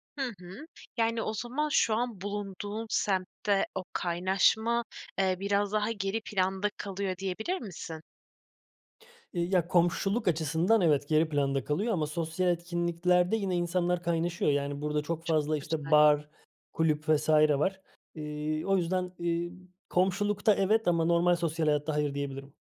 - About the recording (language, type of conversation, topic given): Turkish, podcast, Yeni bir semte taşınan biri, yeni komşularıyla ve mahalleyle en iyi nasıl kaynaşır?
- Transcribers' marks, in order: none